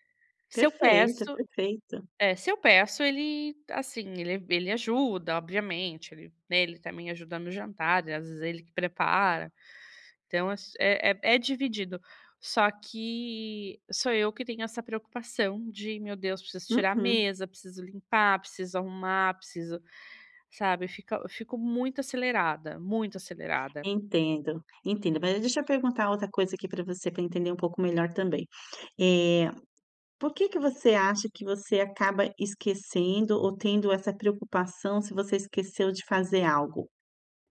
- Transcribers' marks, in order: none
- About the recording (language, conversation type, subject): Portuguese, advice, Como posso desacelerar de forma simples antes de dormir?